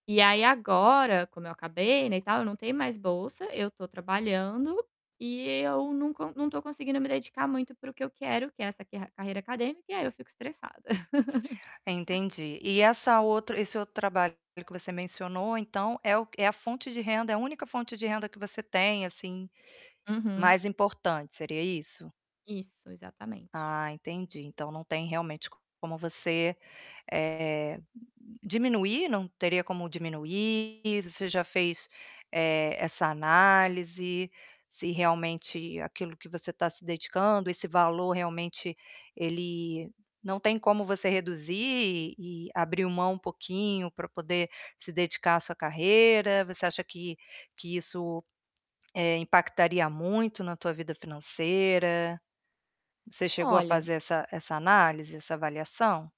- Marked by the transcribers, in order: tapping; laugh; distorted speech
- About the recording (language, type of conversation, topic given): Portuguese, advice, Como posso relaxar em casa mesmo estando muito estressado?